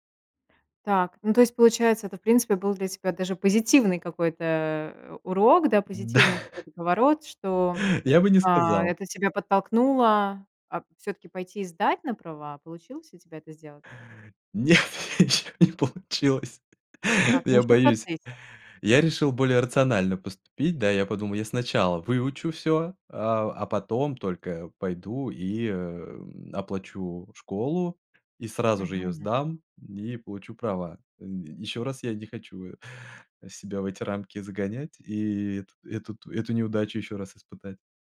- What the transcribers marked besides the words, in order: laughing while speaking: "Да"; tapping; laughing while speaking: "Нет, ничего не получилось"
- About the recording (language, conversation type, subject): Russian, podcast, Как ты справляешься с чувством вины или стыда?